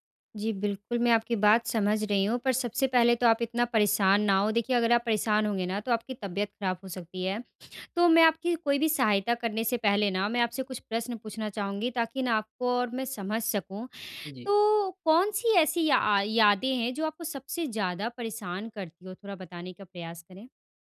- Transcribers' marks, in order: none
- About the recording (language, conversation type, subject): Hindi, advice, मैं पुरानी यादों से मुक्त होकर अपनी असल पहचान कैसे फिर से पा सकता/सकती हूँ?